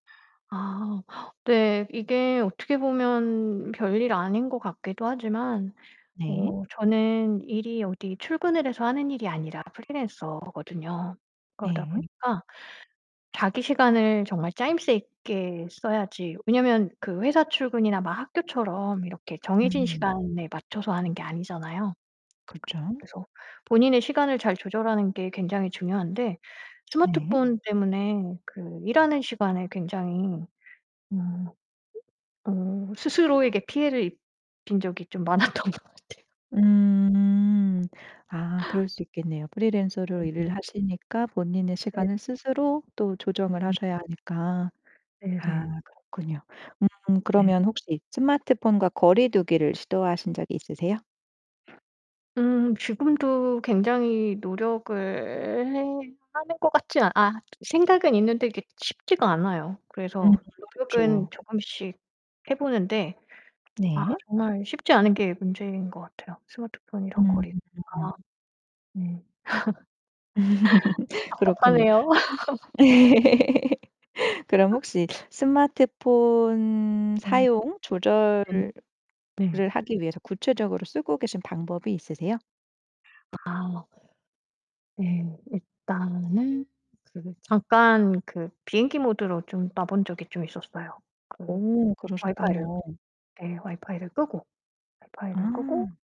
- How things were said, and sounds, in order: other background noise; tapping; laughing while speaking: "많았던 것 같아요"; distorted speech; drawn out: "음"; unintelligible speech; laugh
- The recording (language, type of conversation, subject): Korean, podcast, 스마트폰 사용을 어떻게 조절하고 계신가요?
- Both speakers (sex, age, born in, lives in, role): female, 35-39, South Korea, Germany, host; female, 45-49, South Korea, France, guest